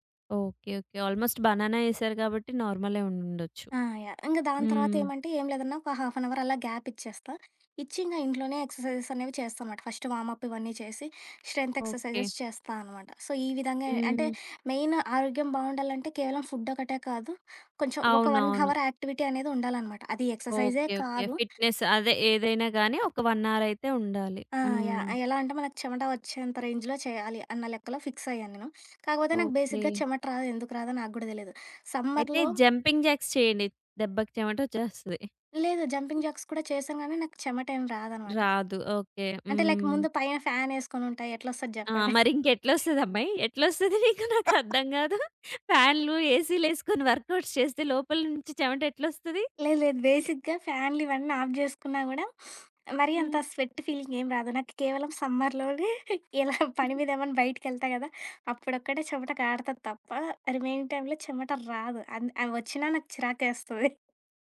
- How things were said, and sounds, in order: in English: "ఆల్మోస్ట్ బనానా"; in English: "హాఫ్ అన్ అవర్"; in English: "గ్యాప్"; in English: "ఎక్సర్‌సైజెస్"; in English: "స్ట్రెన్త్ ఎక్సర్‌సైజెస్"; in English: "సో"; in English: "మెయిన్"; in English: "ఫుడ్"; in English: "ఒక వన్ హవర్ యాక్టివిటీ"; in English: "ఫిట్‌నెస్"; other background noise; in English: "వన్ అవర్"; in English: "రేంజ్‌లో"; in English: "బేసిక్‌గా"; in English: "సమ్మర్‌లో"; in English: "జంపింగ్ జాక్స్"; in English: "జంపింగ్ జాక్స్"; in English: "లైక్"; chuckle; laughing while speaking: "ఎట్లొస్తది మీకు నాకర్థం గాదు"; chuckle; in English: "వర్క్ ఔట్స్"; in English: "బేసిక్‌గా"; in English: "ఆఫ్"; sniff; in English: "స్వెట్"; in English: "సమ్మర్‌లోనే"; chuckle; in English: "రిమైనింగ్ టైమ్‌లో"
- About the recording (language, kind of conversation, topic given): Telugu, podcast, ఆరోగ్యవంతమైన ఆహారాన్ని తక్కువ సమయంలో తయారుచేయడానికి మీ చిట్కాలు ఏమిటి?